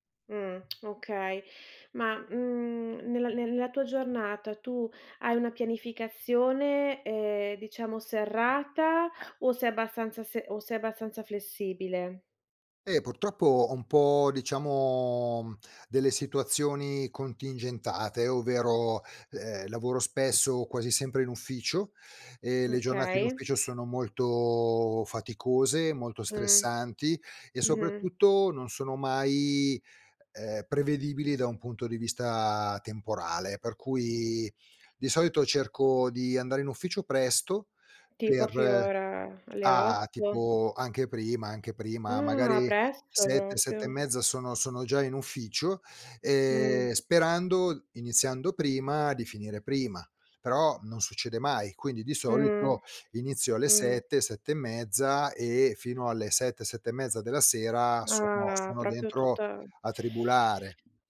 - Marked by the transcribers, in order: tapping; "proprio" said as "propio"
- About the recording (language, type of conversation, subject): Italian, advice, Come ti senti quando ti senti sopraffatto dal carico di lavoro quotidiano?